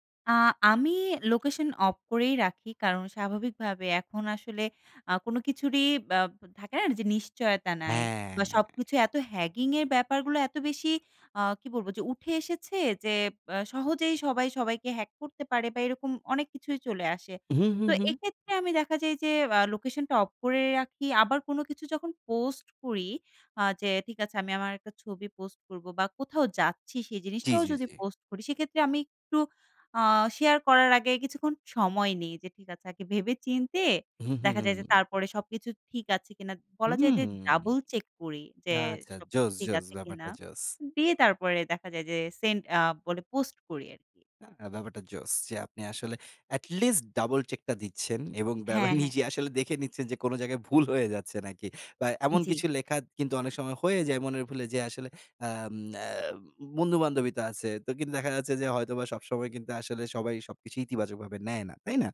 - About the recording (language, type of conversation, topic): Bengali, podcast, তুমি সোশ্যাল মিডিয়ায় নিজের গোপনীয়তা কীভাবে নিয়ন্ত্রণ করো?
- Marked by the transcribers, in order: "অফ" said as "অপ"; in English: "hacking"; in English: "hack"; "অফ" said as "অপ"; lip smack; in English: "double check"; tapping; in English: "double check"